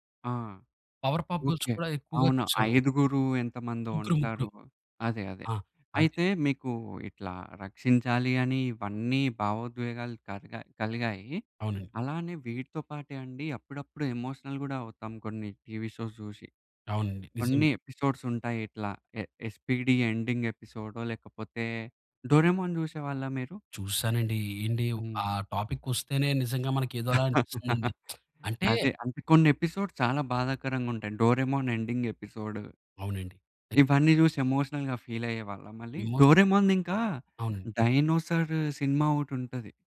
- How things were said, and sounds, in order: in English: "ఎమోషనల్"; in English: "టీవీ షోస్"; in English: "ఎపిసోడ్స్"; in English: "ఎండింగ్"; laugh; in English: "ఎపిసోడ్స్"; lip smack; in English: "ఎండింగ్"; in English: "ఎమోషనల్‌గా ఫీల్"; in English: "ఎమోషన్"
- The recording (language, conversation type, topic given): Telugu, podcast, చిన్నతనంలో మీరు చూసిన కార్టూన్లు మీపై ఎలా ప్రభావం చూపాయి?